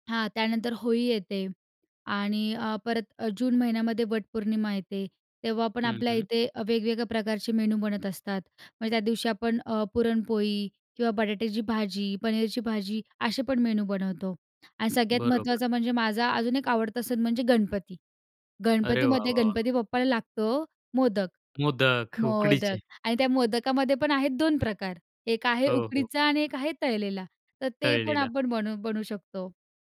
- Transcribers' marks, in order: stressed: "मोदक"
- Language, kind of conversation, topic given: Marathi, podcast, सणासाठी मेन्यू कसा ठरवता, काही नियम आहेत का?